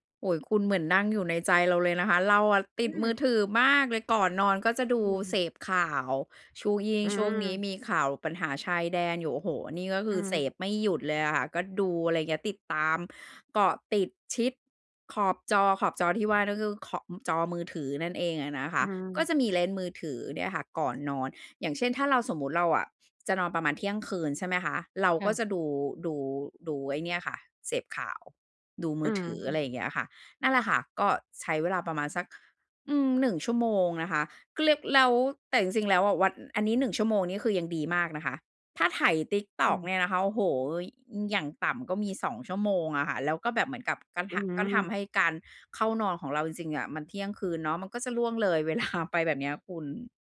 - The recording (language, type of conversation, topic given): Thai, advice, จะเริ่มสร้างกิจวัตรตอนเช้าแบบง่าย ๆ ให้ทำได้สม่ำเสมอควรเริ่มอย่างไร?
- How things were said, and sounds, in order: other background noise; laughing while speaking: "เวลา"